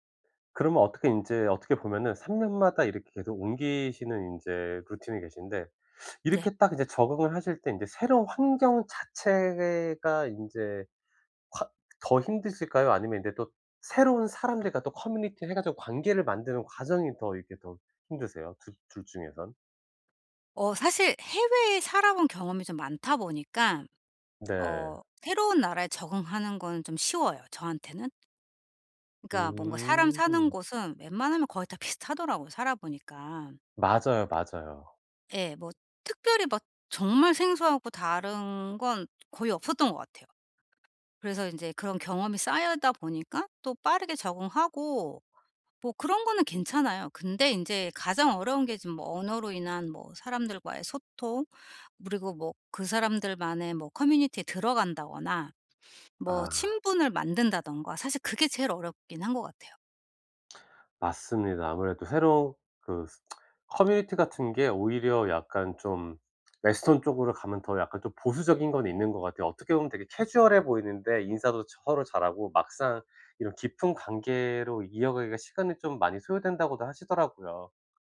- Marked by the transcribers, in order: other background noise; "쌓이다" said as "쌓여다"; tsk; tapping; in English: "western"; "서로" said as "쳐로"
- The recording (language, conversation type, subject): Korean, advice, 새로운 나라에서 언어 장벽과 문화 차이에 어떻게 잘 적응할 수 있나요?